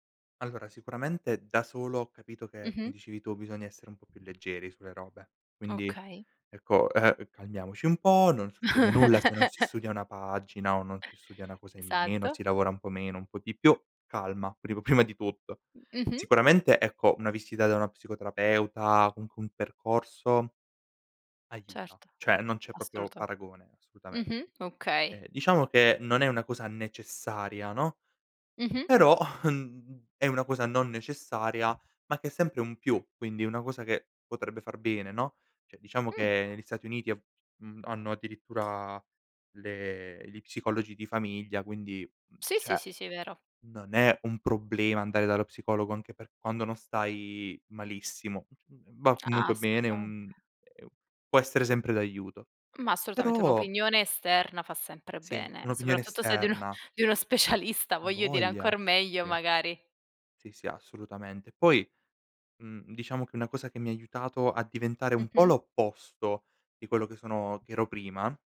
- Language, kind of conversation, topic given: Italian, podcast, Quali segnali il tuo corpo ti manda quando sei stressato?
- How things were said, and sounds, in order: tapping; chuckle; laughing while speaking: "prima"; other background noise; laughing while speaking: "uno, di uno specialista"